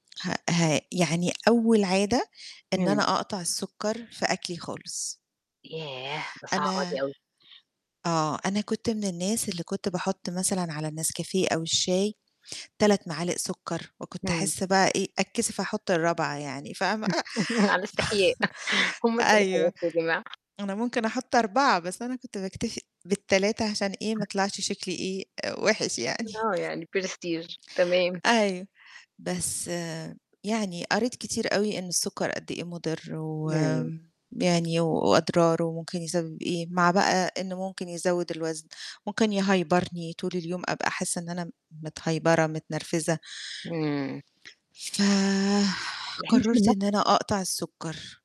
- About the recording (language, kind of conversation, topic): Arabic, podcast, إزاي تبني عادة إنك تتعلم باستمرار في حياتك اليومية؟
- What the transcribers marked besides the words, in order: chuckle; other noise; chuckle; tapping; in French: "prestige"; in English: "يهيبرني"; in English: "متهيبرة"